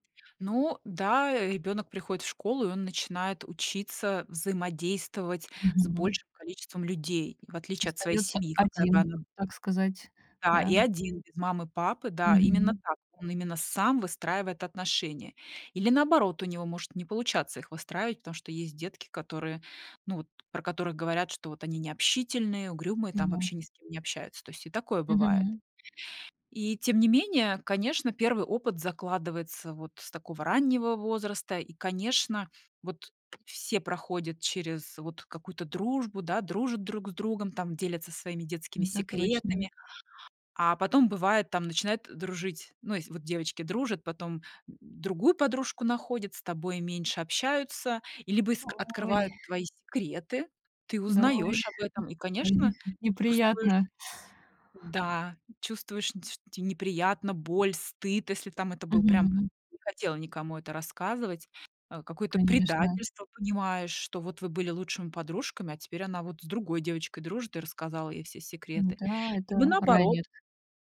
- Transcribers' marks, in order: tapping
- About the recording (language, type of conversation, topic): Russian, podcast, Что мешает людям открываться друг другу?